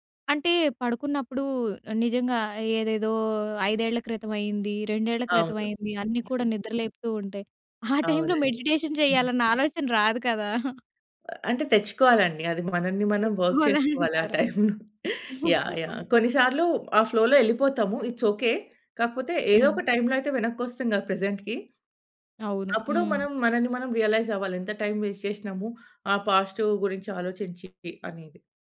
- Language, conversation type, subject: Telugu, podcast, రాత్రి మెరుగైన నిద్ర కోసం మీరు అనుసరించే రాత్రి రొటీన్ ఏమిటి?
- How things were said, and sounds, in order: giggle; chuckle; in English: "మెడిటేషన్"; other noise; laughing while speaking: "తెచ్చుకోవాలంటారా?"; in English: "వర్క్"; laughing while speaking: "ఆ టైమ్‌లో"; chuckle; in English: "ఫ్లో‌లో"; in English: "ఇట్స్ ఓకే"; other background noise; in English: "ప్రెజెంట్‌కి"; swallow; in English: "వేస్ట్"